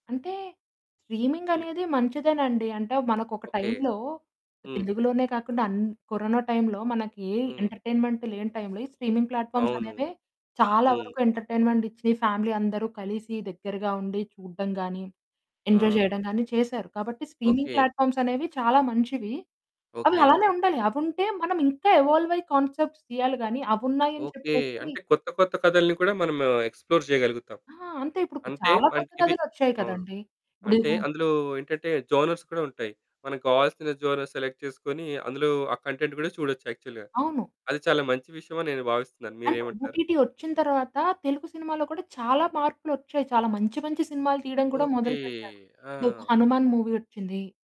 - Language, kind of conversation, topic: Telugu, podcast, రీమేకుల గురించి మీ అభిప్రాయం ఏమిటి?
- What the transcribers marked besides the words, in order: static; in English: "స్ట్రీమింగ్"; other background noise; in English: "ఎంటర్‌టైన్‌మెంట్"; in English: "స్ట్రీమింగ్ ప్లాట్ఫామ్స్"; in English: "ఎంటర్‌టైన్‌మెంట్"; in English: "ఫ్యామిలీ"; in English: "ఎంజాయ్"; in English: "స్ట్రీమింగ్ ప్లాట్ఫామ్స్"; in English: "ఎవాల్వ్"; in English: "కాన్సెప్ట్స్"; in English: "ఎక్స్‌ప్లోర్"; distorted speech; in English: "జోనర్స్"; in English: "జోనర్స్ సెలెక్ట్"; in English: "కంటెంట్"; in English: "యాక్చువల్‌గా"; in English: "అండ్ ఓటీటీ"; in English: "మూవీ"